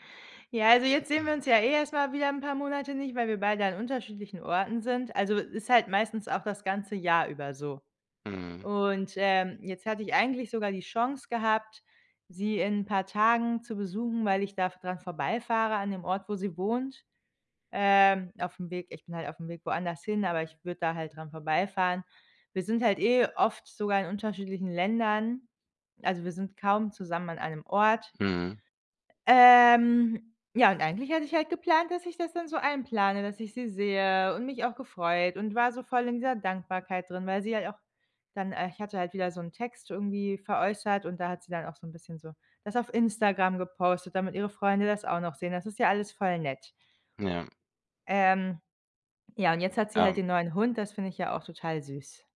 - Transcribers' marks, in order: throat clearing; other background noise
- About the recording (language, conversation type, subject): German, advice, Wie kann ich nach einem Streit mit einem langjährigen Freund die Versöhnung beginnen, wenn ich unsicher bin?